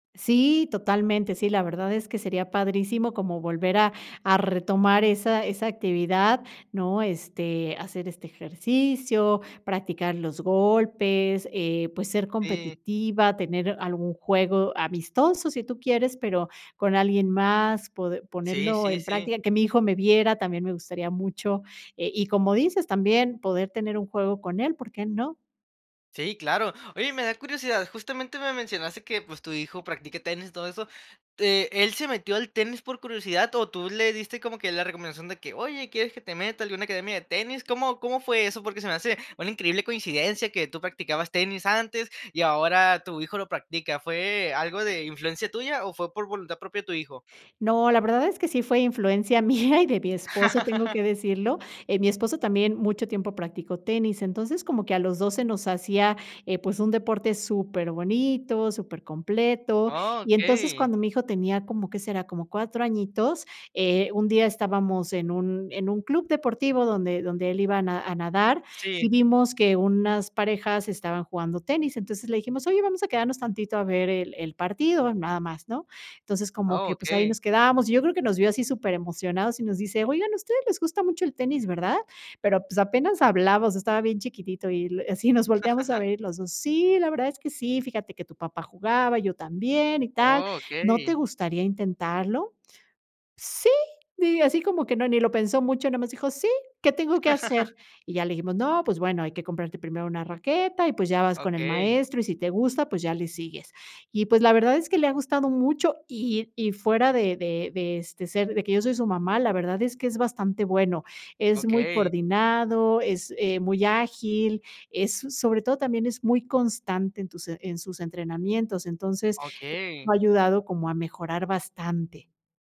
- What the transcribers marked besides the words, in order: laughing while speaking: "mía"; laugh; laugh; laugh
- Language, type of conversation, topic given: Spanish, podcast, ¿Qué pasatiempo dejaste y te gustaría retomar?